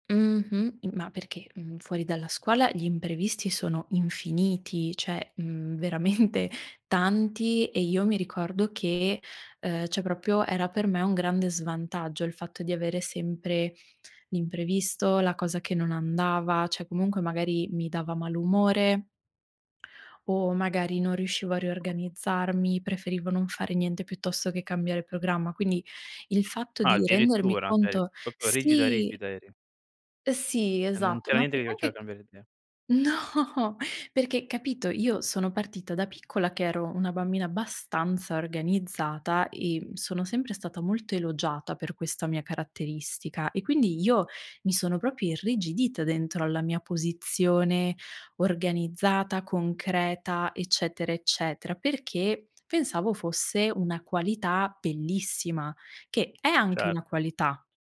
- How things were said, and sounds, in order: "cioè" said as "ceh"; laughing while speaking: "veramente"; "cioè" said as "ceh"; "cioè" said as "ceh"; tapping; laughing while speaking: "no"
- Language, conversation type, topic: Italian, podcast, Hai mai imparato qualcosa fuori da scuola che ti sia stato davvero utile?